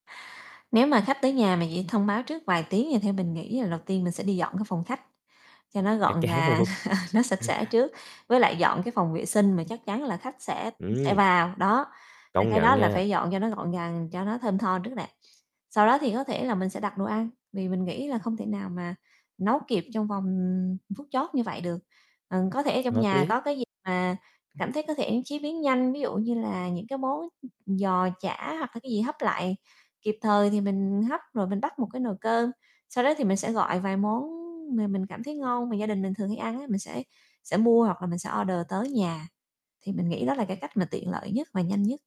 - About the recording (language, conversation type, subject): Vietnamese, podcast, Bạn thường chuẩn bị những gì khi có khách đến nhà?
- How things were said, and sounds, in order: laughing while speaking: "chắn luôn"; laugh; other background noise; distorted speech; tapping